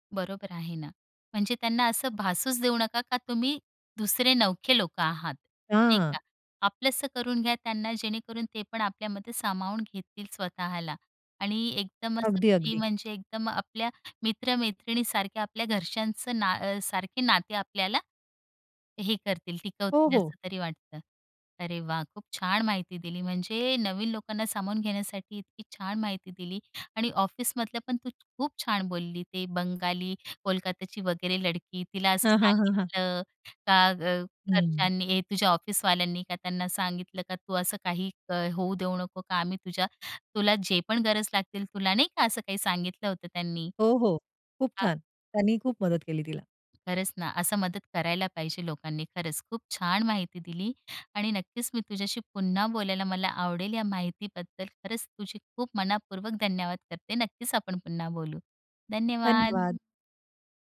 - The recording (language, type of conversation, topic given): Marathi, podcast, नवीन लोकांना सामावून घेण्यासाठी काय करायचे?
- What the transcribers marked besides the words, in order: tapping; other background noise; stressed: "धन्यवाद!"